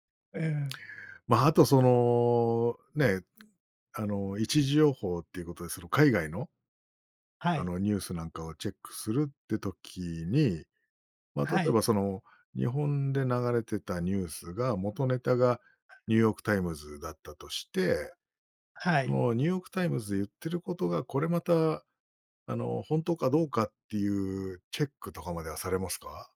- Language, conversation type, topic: Japanese, podcast, ネット上の情報が本当かどうか、普段どのように確かめていますか？
- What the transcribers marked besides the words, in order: none